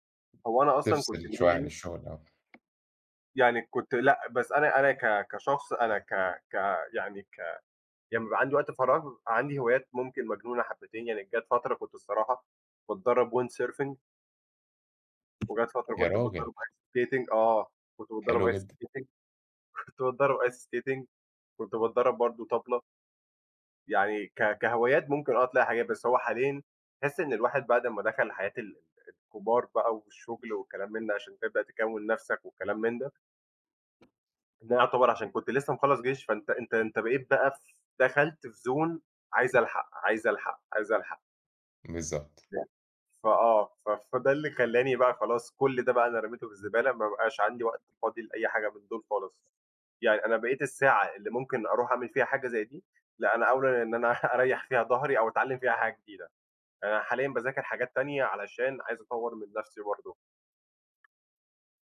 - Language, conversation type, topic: Arabic, unstructured, إزاي تحافظ على توازن بين الشغل وحياتك؟
- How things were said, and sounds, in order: unintelligible speech; tapping; in English: "windsurfing"; in English: "ice skating"; in English: "ice skating"; in English: "ice skating"; in English: "Zone"; unintelligible speech; laughing while speaking: "أنا"